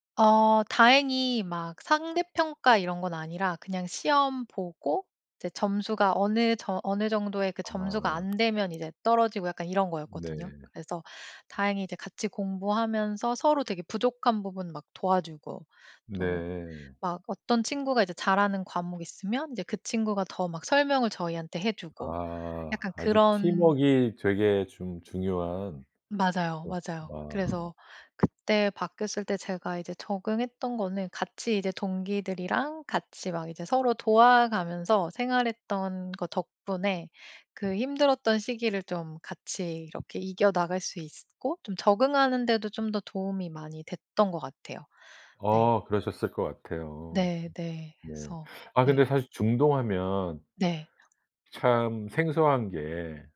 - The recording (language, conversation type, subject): Korean, podcast, 갑자기 환경이 바뀌었을 때 어떻게 적응하셨나요?
- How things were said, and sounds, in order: other background noise; tapping